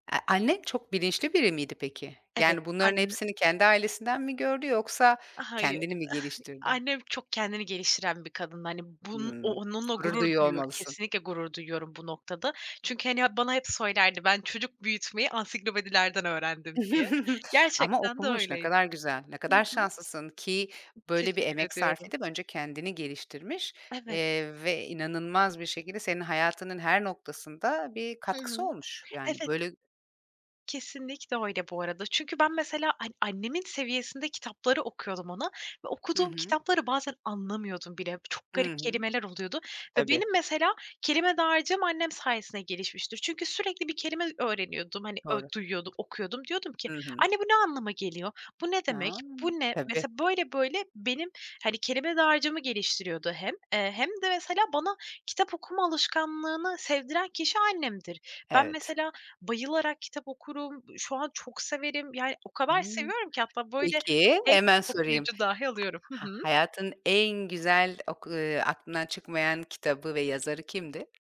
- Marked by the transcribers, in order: other background noise; chuckle; tapping; chuckle; unintelligible speech
- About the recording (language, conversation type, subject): Turkish, podcast, Çocukların sosyal medya kullanımını ailece nasıl yönetmeliyiz?